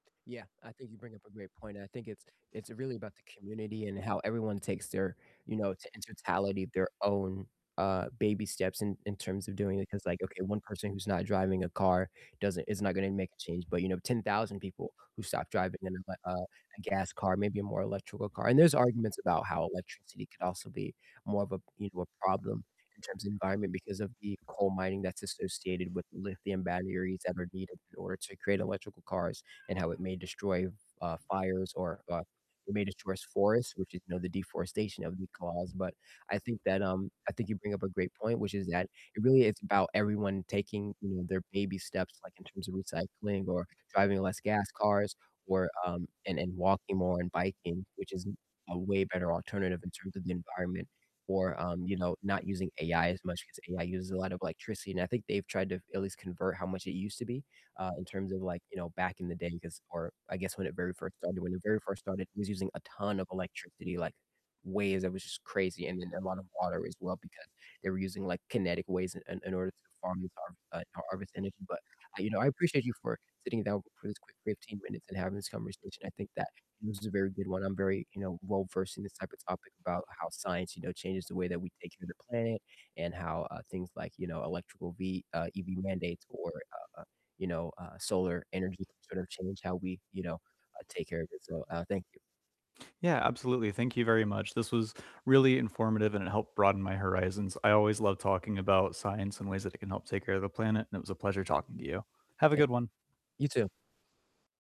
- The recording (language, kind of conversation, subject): English, unstructured, How can science help us take care of the planet?
- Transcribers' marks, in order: static; other background noise; distorted speech; tapping; other animal sound; unintelligible speech